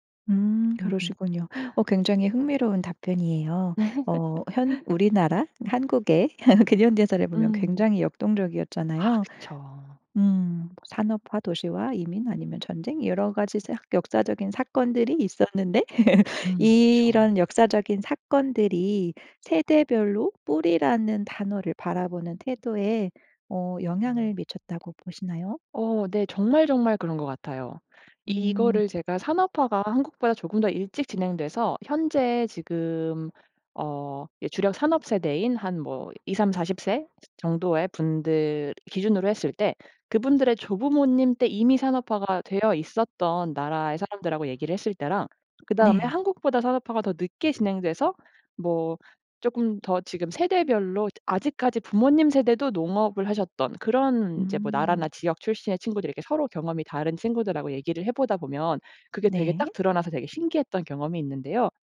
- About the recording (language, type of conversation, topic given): Korean, podcast, 세대에 따라 ‘뿌리’를 바라보는 관점은 어떻게 다른가요?
- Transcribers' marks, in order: laugh; laugh; laugh; other background noise